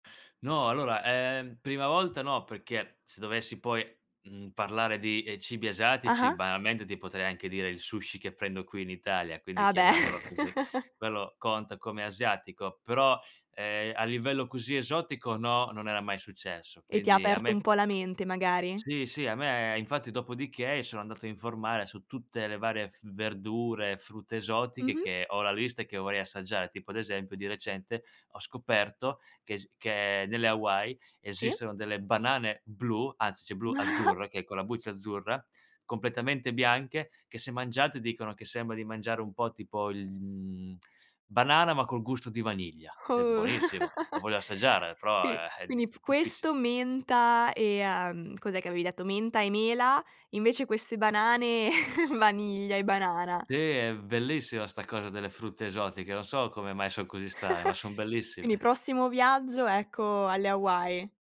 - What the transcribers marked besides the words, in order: tapping; chuckle; "cioè" said as "ceh"; chuckle; tongue click; drawn out: "Oh"; laugh; chuckle; chuckle
- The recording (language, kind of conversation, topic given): Italian, podcast, Hai una storia di viaggio legata a un cibo locale?